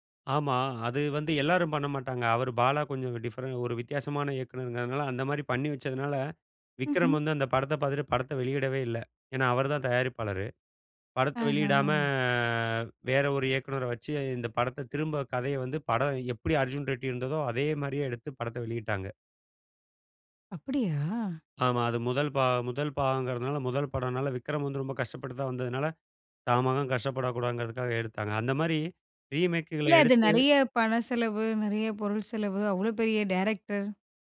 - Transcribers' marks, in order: in English: "டிஃபரண்ட்"; tapping; drawn out: "வெளியிடாம"; in English: "ரீமேக்குகள"
- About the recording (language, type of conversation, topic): Tamil, podcast, ரீமேக்குகள், சீக்வெல்களுக்கு நீங்கள் எவ்வளவு ஆதரவு தருவீர்கள்?